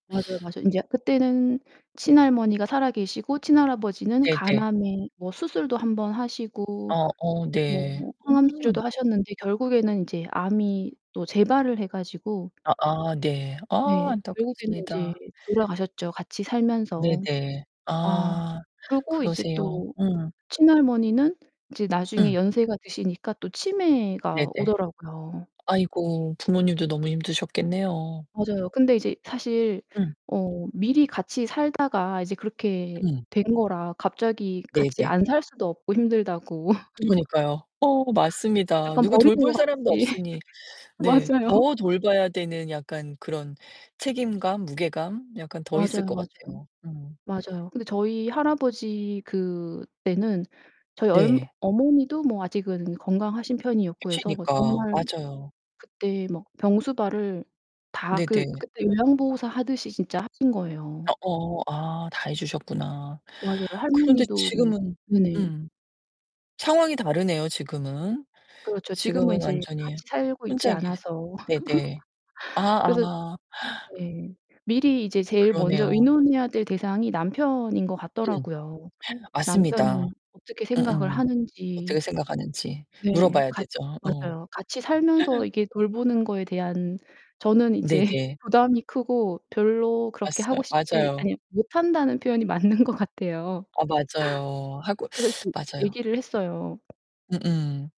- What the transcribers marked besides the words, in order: distorted speech; other background noise; laugh; laugh; laughing while speaking: "맞아요"; laugh; unintelligible speech; laugh; gasp; gasp; laugh; laughing while speaking: "이제"; laughing while speaking: "맞는 것 같아요"
- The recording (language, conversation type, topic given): Korean, podcast, 부모님 병수발을 맡게 된다면 어떻게 하실 건가요?